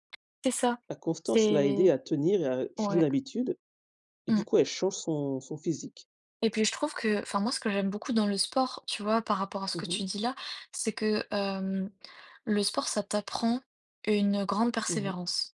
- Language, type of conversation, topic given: French, unstructured, Quels sont vos sports préférés et qu’est-ce qui vous attire dans chacun d’eux ?
- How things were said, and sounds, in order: tapping